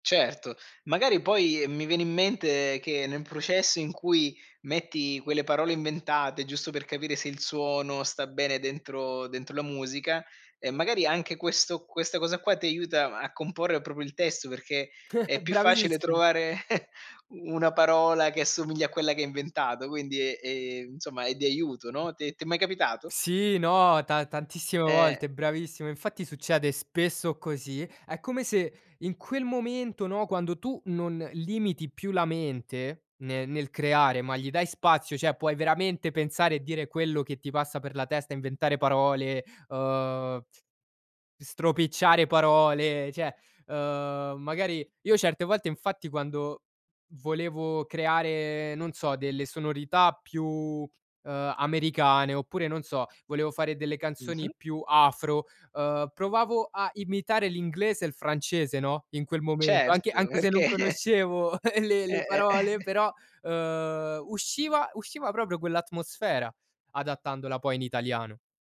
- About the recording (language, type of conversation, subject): Italian, podcast, C’è stato un esperimento che ha cambiato il tuo modo di creare?
- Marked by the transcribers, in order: other background noise; laugh; chuckle; tapping; "cioè" said as "ceh"; laughing while speaking: "perché"; giggle; chuckle